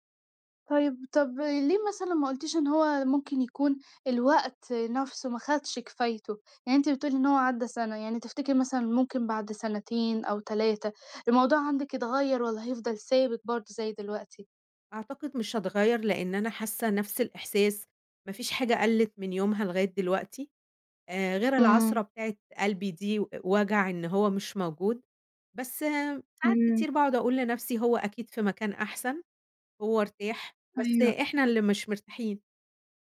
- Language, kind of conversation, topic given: Arabic, podcast, ممكن تحكي لنا عن ذكرى عائلية عمرك ما هتنساها؟
- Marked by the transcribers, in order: none